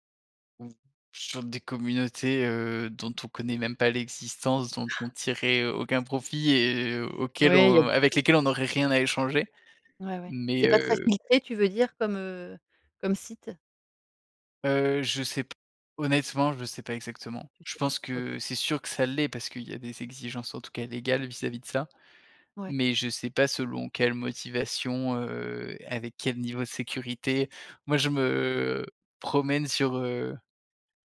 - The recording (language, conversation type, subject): French, podcast, Comment trouver des communautés quand on apprend en solo ?
- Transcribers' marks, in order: other background noise